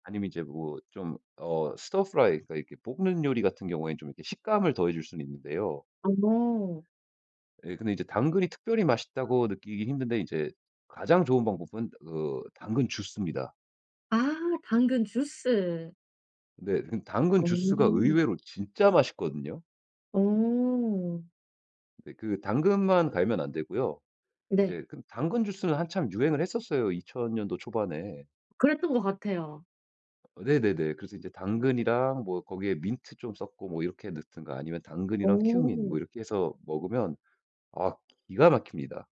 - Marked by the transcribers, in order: put-on voice: "stir-fry"; in English: "stir-fry"; tapping; other background noise
- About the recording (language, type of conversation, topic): Korean, podcast, 채소를 더 많이 먹게 만드는 꿀팁이 있나요?